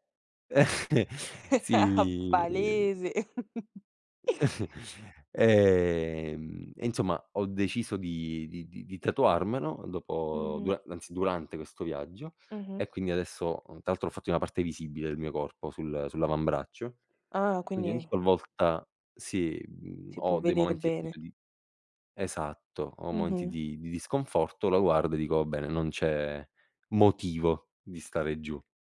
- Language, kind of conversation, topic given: Italian, podcast, Com’è diventata la musica una parte importante della tua vita?
- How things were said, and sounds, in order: laughing while speaking: "Eh"; chuckle; drawn out: "Palese"; chuckle; drawn out: "Ehm"; tapping